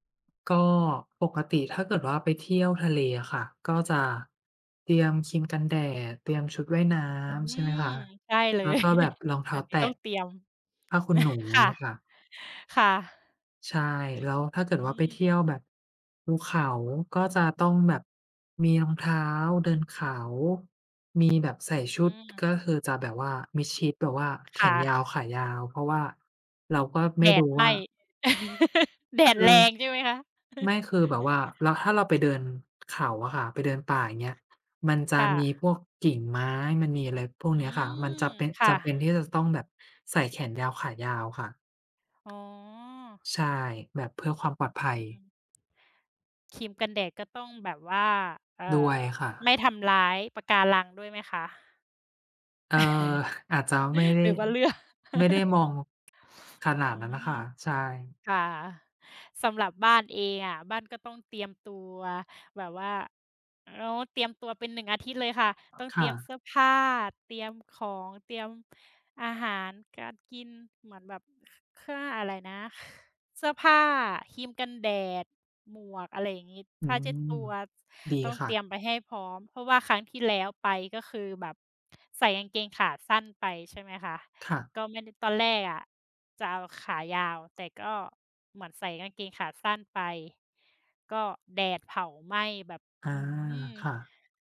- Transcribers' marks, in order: tapping; chuckle; chuckle; other background noise; laugh; chuckle; chuckle; chuckle
- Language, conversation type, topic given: Thai, unstructured, คุณชอบไปเที่ยวทะเลหรือภูเขามากกว่ากัน?